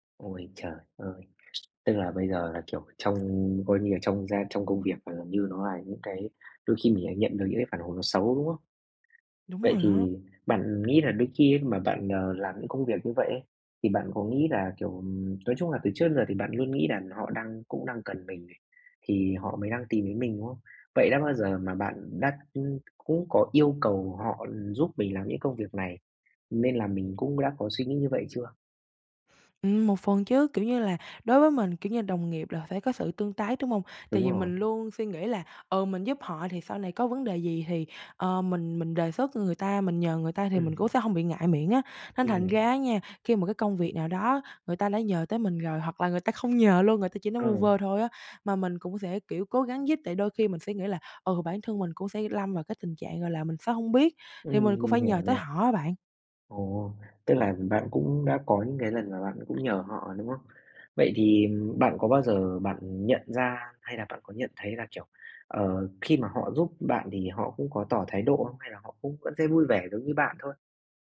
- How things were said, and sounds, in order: other background noise
- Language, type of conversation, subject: Vietnamese, advice, Làm sao phân biệt phản hồi theo yêu cầu và phản hồi không theo yêu cầu?
- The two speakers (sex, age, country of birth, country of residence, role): female, 18-19, Vietnam, Vietnam, user; male, 18-19, Vietnam, Vietnam, advisor